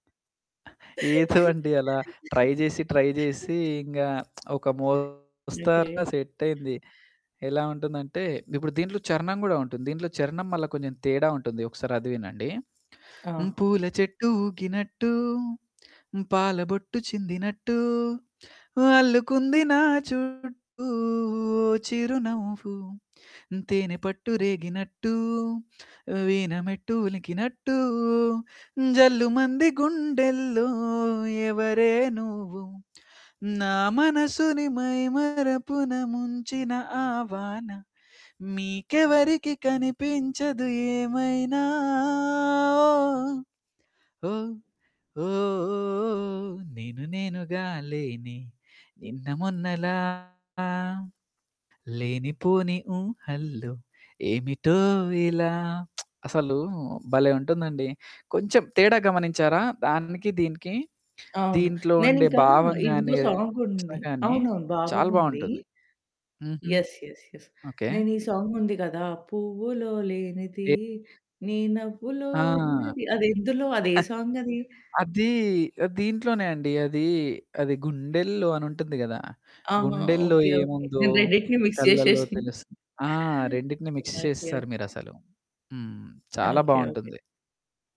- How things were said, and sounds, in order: other background noise; in English: "ట్రై"; giggle; in English: "ట్రై"; distorted speech; singing: "హ్మ్, పూల చెట్టు ఊగినట్టు, పాల … ఊహల్లో ఏమిటో ఇలా"; singing: "ఏమైనా ఓఓ, ఓ, ఓ, ఓ, ఓ"; lip smack; tapping; in English: "యెస్, యెస్, యెస్"; background speech; singing: "పువ్వులో లేనిది నీ నవ్వులో ఉన్నది"; static; chuckle; in English: "మిక్స్"; in English: "మిక్స్"
- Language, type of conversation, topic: Telugu, podcast, సంగీతం వినడం లేదా నడకలాంటి సరళమైన పద్ధతులు మీకు ఎంతవరకు ఉపయోగపడతాయి?